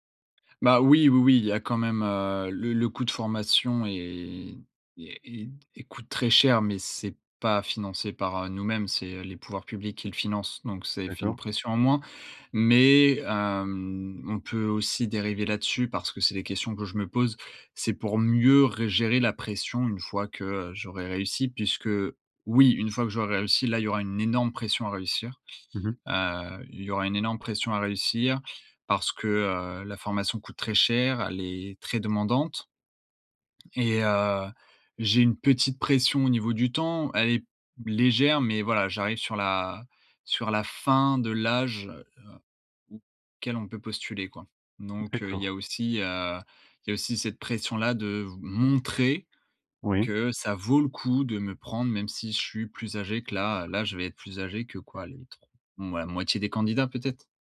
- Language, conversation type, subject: French, advice, Comment gérer la pression de choisir une carrière stable plutôt que de suivre sa passion ?
- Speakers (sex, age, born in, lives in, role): male, 20-24, France, France, user; male, 25-29, France, France, advisor
- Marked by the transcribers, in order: drawn out: "hem"; stressed: "oui"; stressed: "énorme"